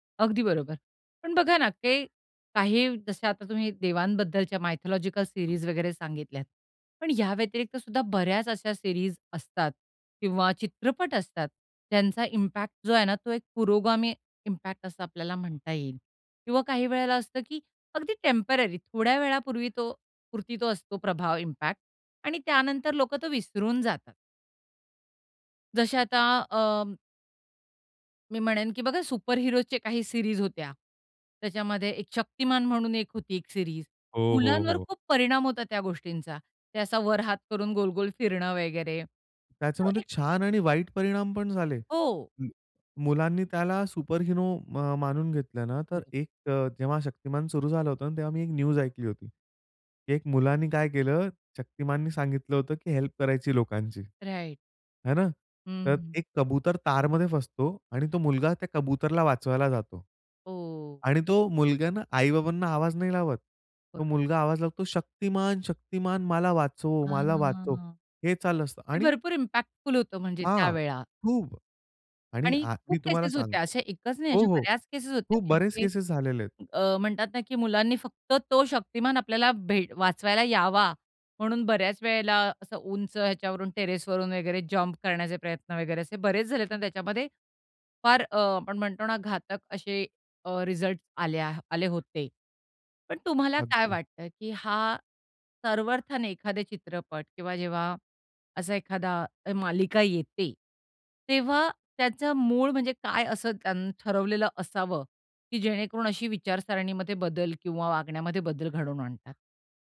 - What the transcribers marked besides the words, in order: in English: "मायथोलॉजिकल सीरीज"; in English: "सीरीज"; in English: "इम्पॅक्ट"; in English: "इम्पॅक्ट"; in English: "टेम्पररी"; other background noise; in English: "इम्पॅक्ट"; in English: "सीरीज"; in English: "सीरीज"; in English: "न्यूज"; in English: "हेल्प"; in English: "राइट"; drawn out: "हां"; in English: "इम्पॅक्टफुल"; in English: "केसेस"; in English: "केसेस"; in English: "टेरेस"; in English: "जम्प"; tapping
- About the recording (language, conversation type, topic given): Marathi, podcast, एखादा चित्रपट किंवा मालिका तुमच्यावर कसा परिणाम करू शकतो?